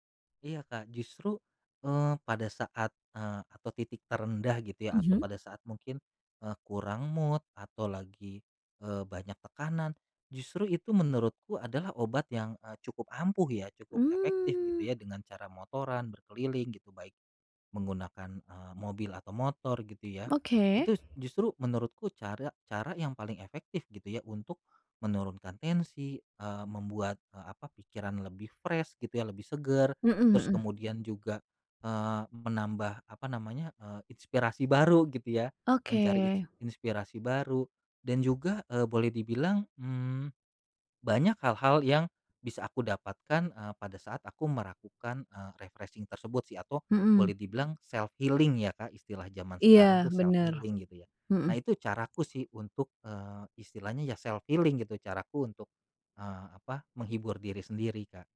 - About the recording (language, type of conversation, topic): Indonesian, podcast, Kebiasaan kecil apa yang membantu kreativitas kamu?
- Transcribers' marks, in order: in English: "mood"; tapping; other background noise; in English: "fresh"; in English: "refreshing"; in English: "self healing"; in English: "self healing"; in English: "self healing"